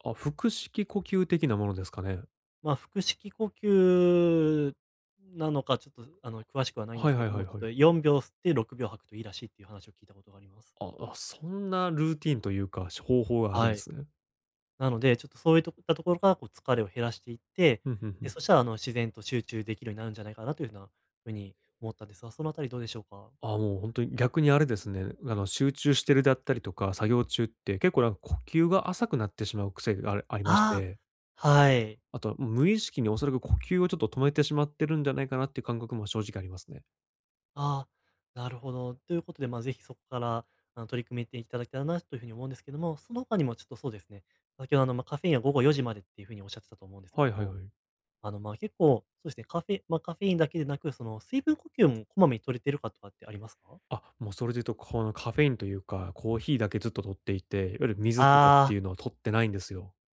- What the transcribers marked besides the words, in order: other background noise
- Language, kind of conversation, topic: Japanese, advice, 作業中に注意散漫になりやすいのですが、集中を保つにはどうすればよいですか？